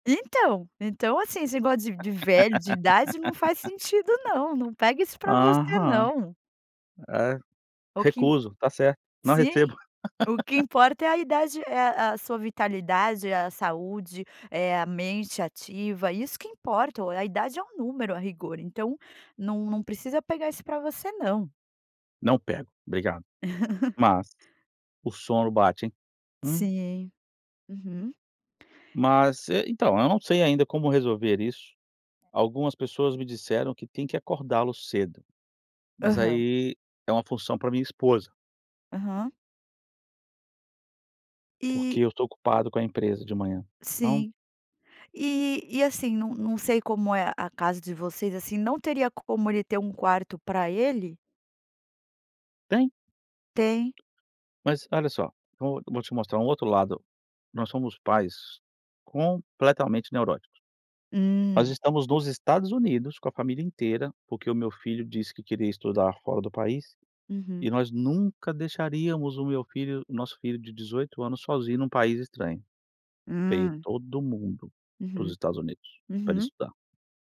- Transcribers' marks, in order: laugh; tapping; laugh; laugh
- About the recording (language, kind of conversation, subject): Portuguese, advice, Como o uso de eletrônicos à noite impede você de adormecer?